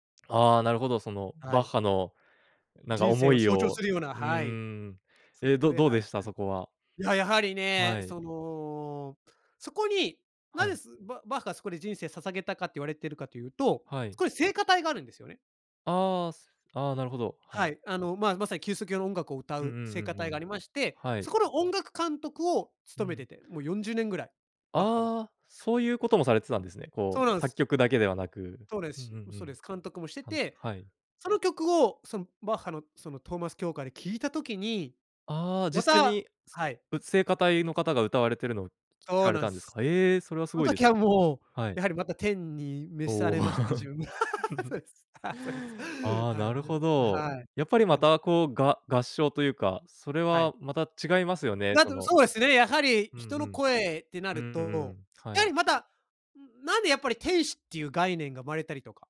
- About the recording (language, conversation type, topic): Japanese, podcast, 初めて強く心に残った曲を覚えていますか？
- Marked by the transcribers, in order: other background noise; laugh; other noise